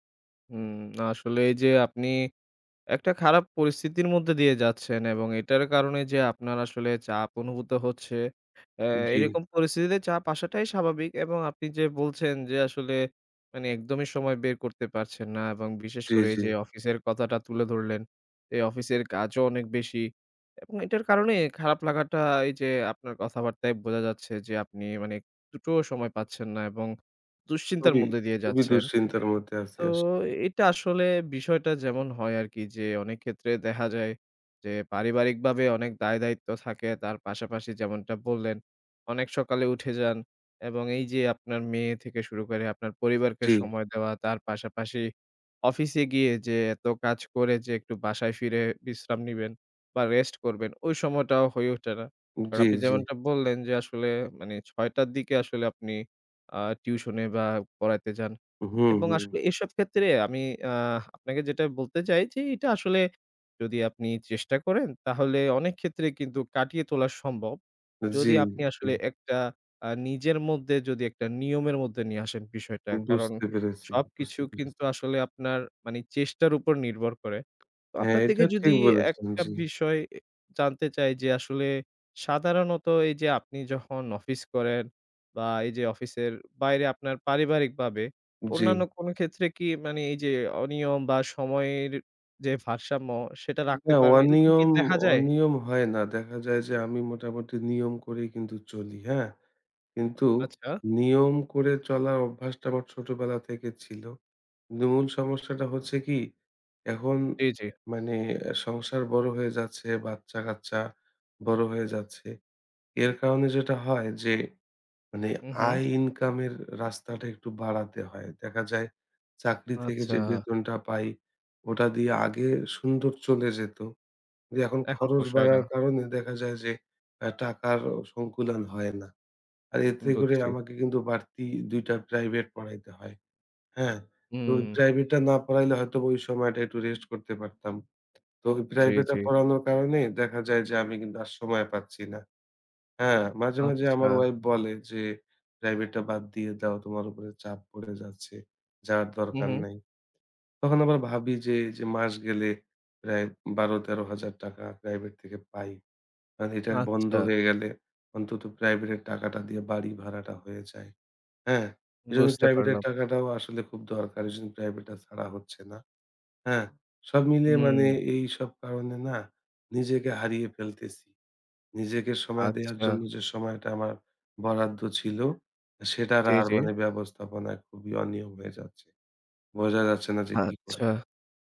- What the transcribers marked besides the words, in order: tapping; horn; other background noise
- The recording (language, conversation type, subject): Bengali, advice, কাজ ও ব্যক্তিগত জীবনের ভারসাম্য রাখতে আপনার সময় ব্যবস্থাপনায় কী কী অনিয়ম হয়?